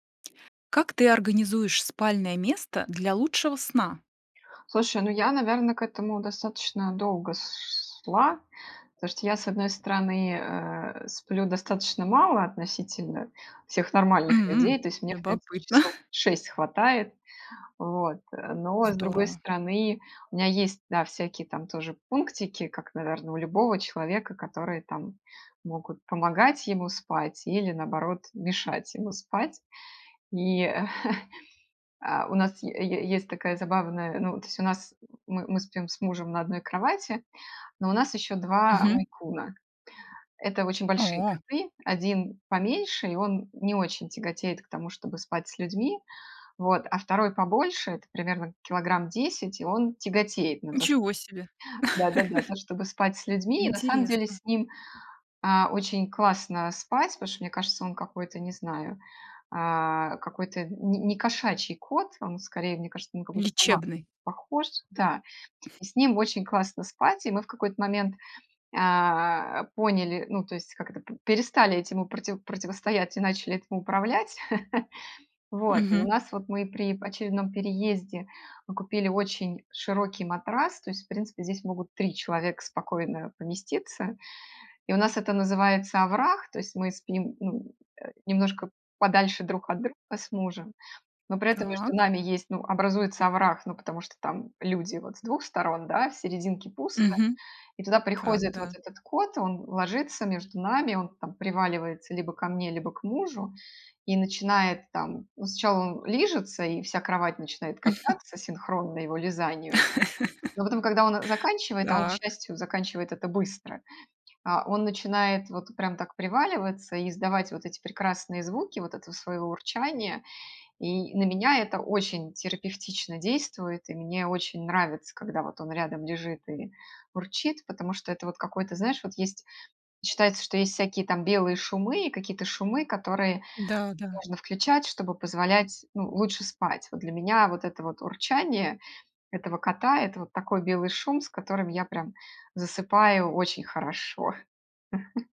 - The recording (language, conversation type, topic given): Russian, podcast, Как организовать спальное место, чтобы лучше высыпаться?
- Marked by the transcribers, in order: chuckle; other background noise; chuckle; tapping; "мейн-куна" said as "мейкуна"; laugh; "потому что" said as "пушо"; chuckle; chuckle; laugh; chuckle